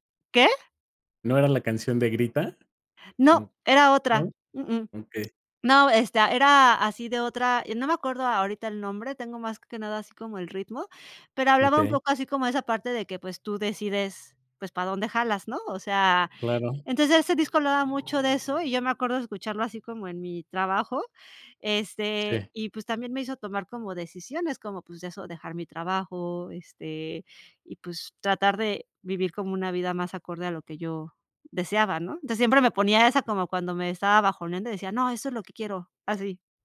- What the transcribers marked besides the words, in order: other background noise
- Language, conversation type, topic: Spanish, podcast, ¿Qué músico descubriste por casualidad que te cambió la vida?